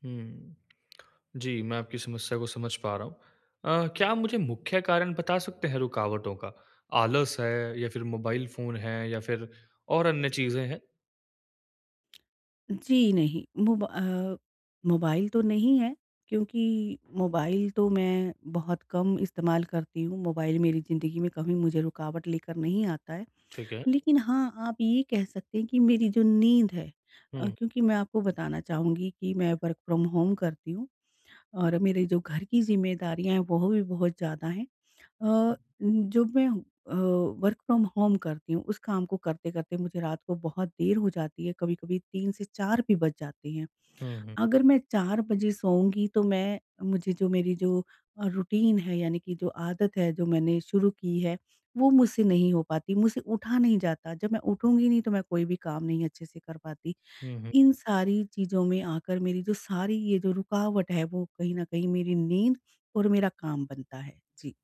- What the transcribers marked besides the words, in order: tongue click; tapping; in English: "वर्क़ फ्रॉम होम"; in English: "वर्क़ फ्रॉम होम"; in English: "रूटीन"
- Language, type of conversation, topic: Hindi, advice, रुकावटों के बावजूद मैं अपनी नई आदत कैसे बनाए रखूँ?